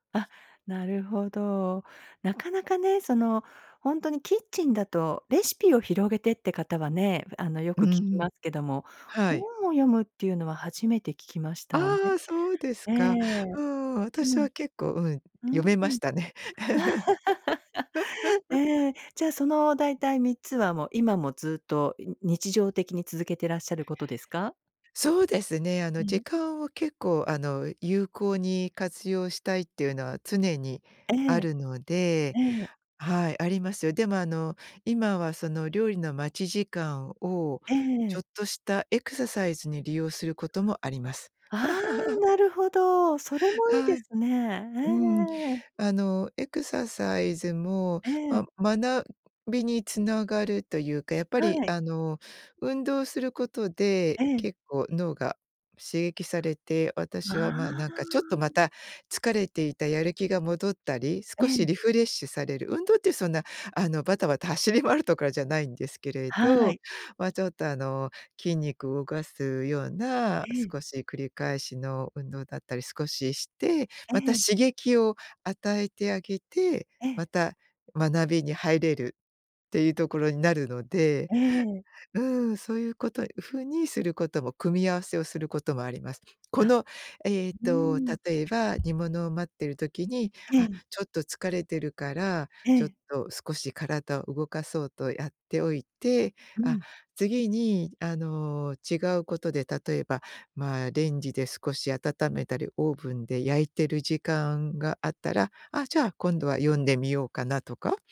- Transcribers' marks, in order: laugh; laugh; laugh
- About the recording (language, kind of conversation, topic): Japanese, podcast, 時間がないとき、効率よく学ぶためにどんな工夫をしていますか？